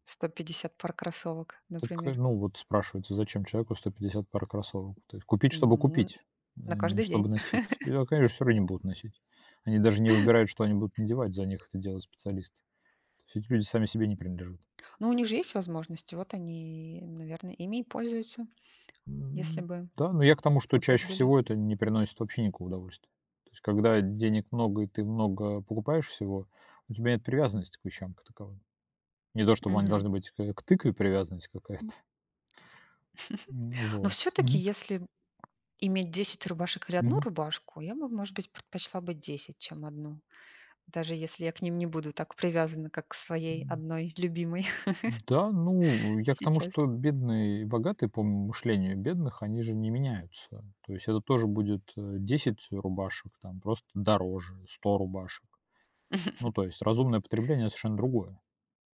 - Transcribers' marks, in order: chuckle; tapping; laughing while speaking: "какая-то"; chuckle; chuckle; chuckle
- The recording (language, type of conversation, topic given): Russian, unstructured, Что для вас значит финансовая свобода?